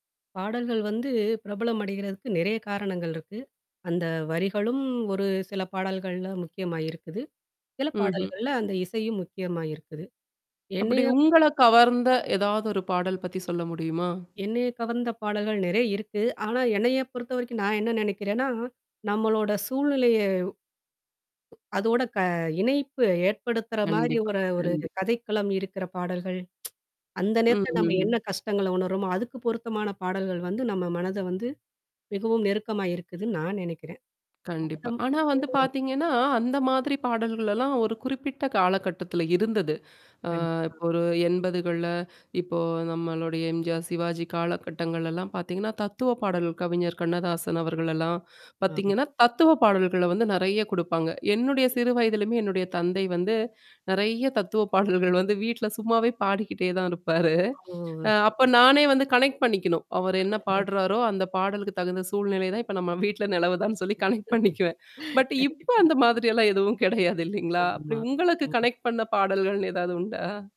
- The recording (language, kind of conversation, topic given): Tamil, podcast, உங்களுக்கு பாடலின் வரிகள்தான் முக்கியமா, அல்லது மெட்டுதான் முக்கியமா?
- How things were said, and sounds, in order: static; tapping; other background noise; tsk; unintelligible speech; distorted speech; laughing while speaking: "நெறைய தத்துவ பாடல்கள் வந்து வீட்ல சும்மாவே பாடிக்கிட்டே தான் இருப்பாரு"; in English: "கனெக்ட்"; laughing while speaking: "அவர் என்ன பாடுறாரோ அந்த பாடலுக்கு … பாடல்கள்னு ஏதாவது உண்டா?"; in English: "கனெக்ட்"; chuckle; in English: "பட்"; in English: "கனெக்ட்"